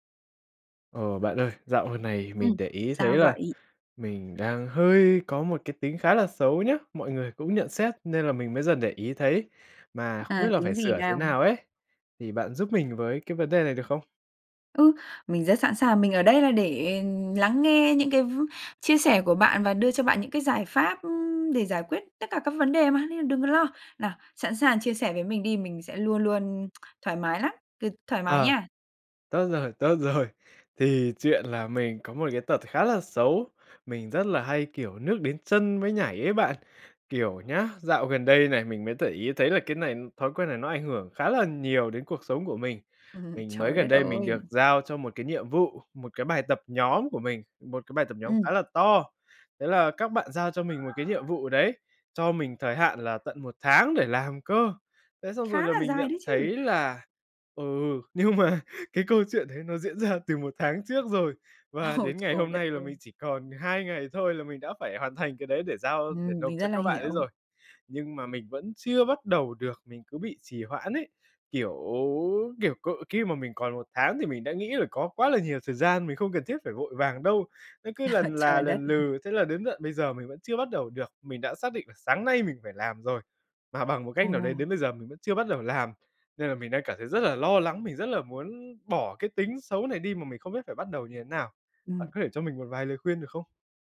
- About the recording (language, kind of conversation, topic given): Vietnamese, advice, Làm thế nào để tránh trì hoãn công việc khi tôi cứ để đến phút cuối mới làm?
- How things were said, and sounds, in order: other background noise; tsk; laughing while speaking: "rồi"; chuckle; dog barking; laughing while speaking: "nhưng mà"; laughing while speaking: "Ồ"; chuckle; tapping